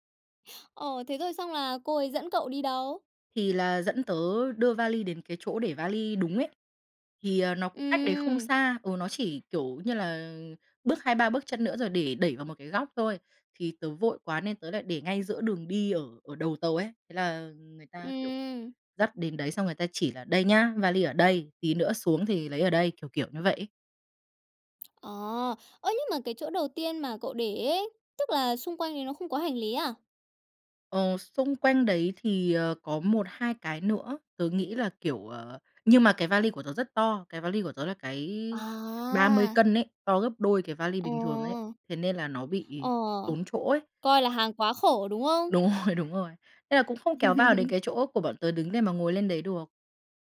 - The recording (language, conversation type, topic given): Vietnamese, podcast, Bạn có thể kể về một sai lầm khi đi du lịch và bài học bạn rút ra từ đó không?
- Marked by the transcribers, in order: laughing while speaking: "Đúng rồi, đúng rồi"; laugh